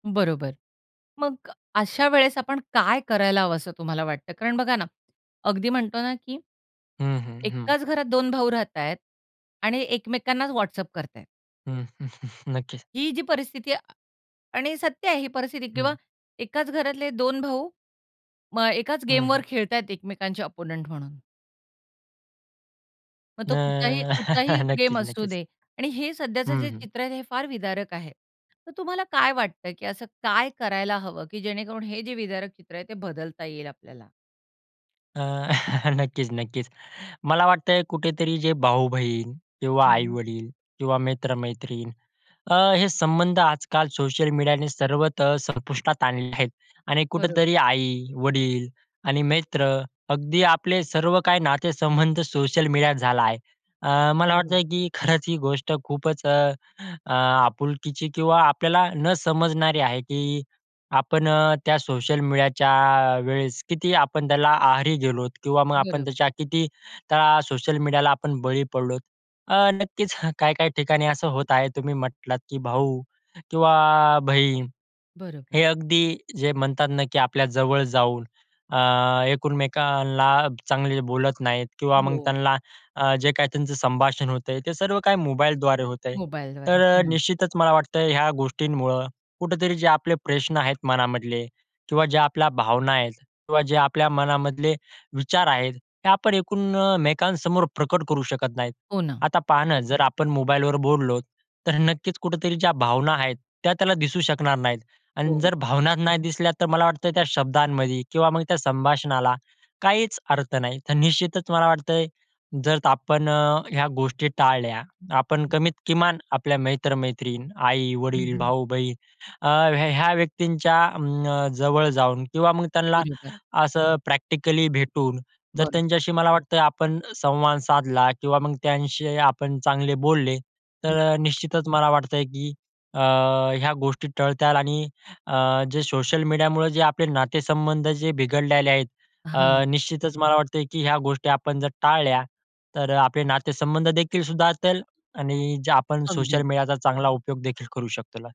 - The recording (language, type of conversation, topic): Marathi, podcast, सोशल मीडियाने तुमच्या दैनंदिन आयुष्यात कोणते बदल घडवले आहेत?
- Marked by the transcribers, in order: laughing while speaking: "हं, नक्कीच"; in English: "ओप्पोनेंट"; laughing while speaking: "न, नक्कीच, नक्कीच"; other background noise; laughing while speaking: "अ, नक्कीच, नक्कीच"; laughing while speaking: "नक्कीच"; "एकमेकांना" said as "एकूण-मेकांना"; "एकमेकांसमोर" said as "एकूण-मेकांसमोर"; "मित्र-मैत्रीण" said as "मैत्र-मैत्रीण"; in English: "प्रॅक्टिकली"; "त्यांच्याशी" said as "त्यांशी"; "टळतील" said as "टळत्याल"; "बिघडलेले" said as "बिघडल्याले"